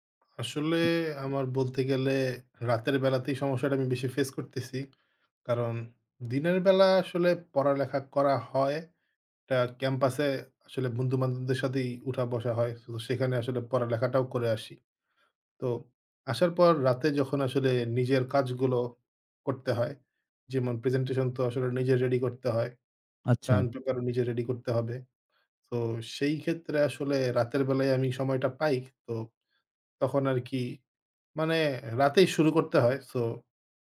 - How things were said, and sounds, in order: tapping
- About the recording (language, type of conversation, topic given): Bengali, advice, আপনি কেন বারবার কাজ পিছিয়ে দেন?